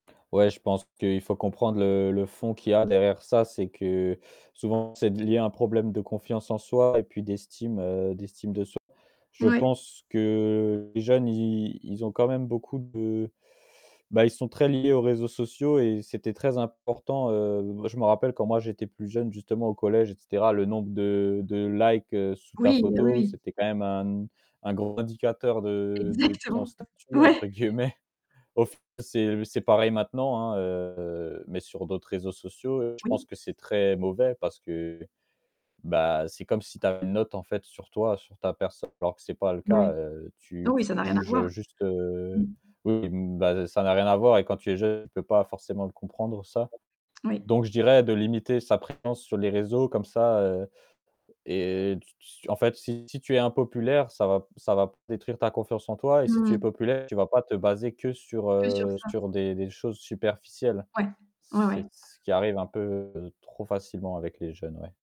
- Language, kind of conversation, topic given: French, podcast, Comment penses-tu que les réseaux sociaux influencent nos relations ?
- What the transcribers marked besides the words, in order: other background noise; distorted speech; in English: "likes"; laughing while speaking: "Ouais"; laughing while speaking: "guillemets"; tapping